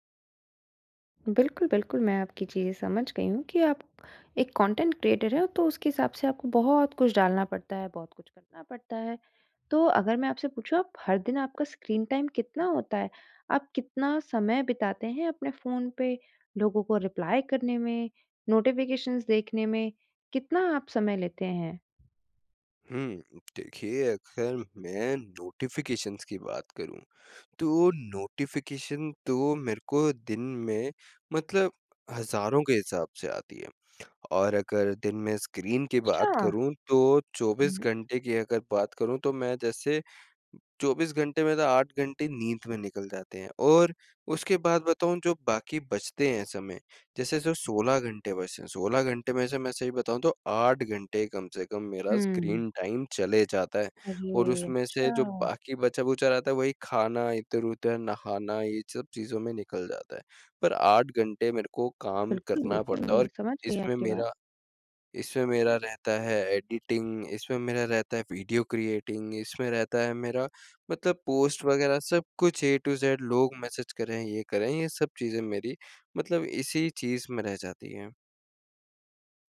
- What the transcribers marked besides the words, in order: in English: "कॉन्टेंट क्रिएटर"; in English: "टाइम"; in English: "रिप्लाई"; in English: "नोटिफ़िकेशंस"; tapping; in English: "नोटिफ़िकेशंस"; in English: "नोटिफ़िकेशन"; in English: "टाइम"; in English: "एडिटिंग"; in English: "क्रिएटिंग"; in English: "पोस्ट"; in English: "ए टू ज़ेड"
- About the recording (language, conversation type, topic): Hindi, advice, आप अपने डिजिटल उपयोग को कम करके सब्सक्रिप्शन और सूचनाओं से कैसे छुटकारा पा सकते हैं?